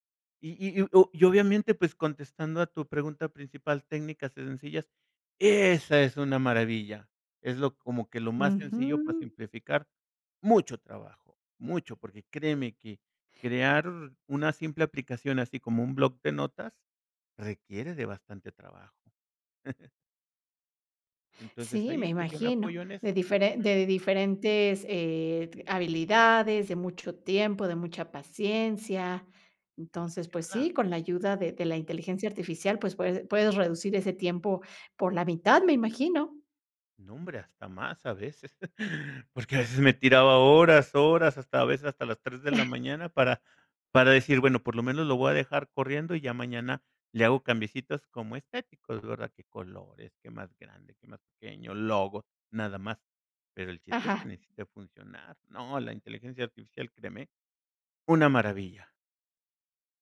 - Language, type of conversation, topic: Spanish, podcast, ¿Qué técnicas sencillas recomiendas para experimentar hoy mismo?
- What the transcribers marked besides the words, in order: chuckle; chuckle; chuckle